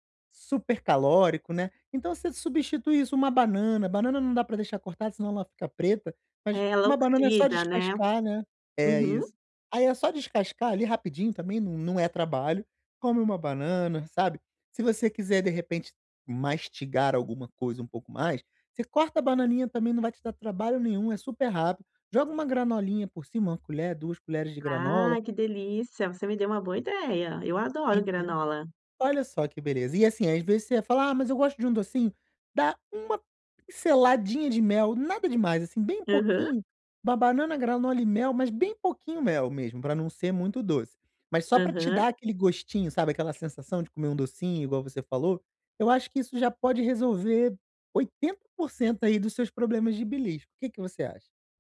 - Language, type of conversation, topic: Portuguese, advice, Como posso planejar minha alimentação e controlar os beliscos ao longo do dia?
- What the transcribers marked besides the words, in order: none